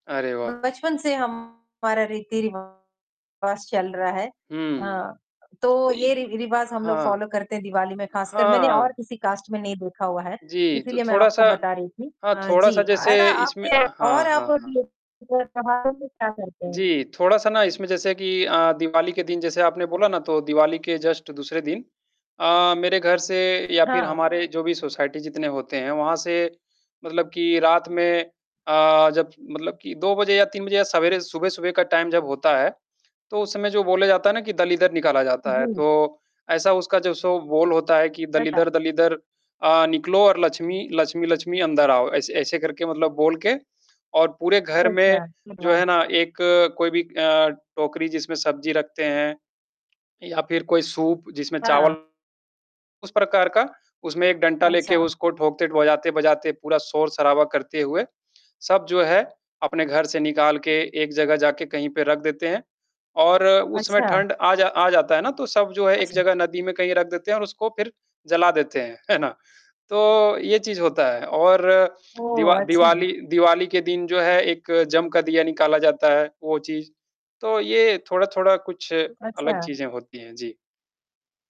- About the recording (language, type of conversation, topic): Hindi, unstructured, आपके परिवार में त्योहार कैसे मनाए जाते हैं?
- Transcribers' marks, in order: static; distorted speech; in English: "फॉलो"; other noise; in English: "कास्ट"; unintelligible speech; in English: "जस्ट"; in English: "सोसाइटी"; in English: "टाइम"; unintelligible speech; tapping; laughing while speaking: "है ना?"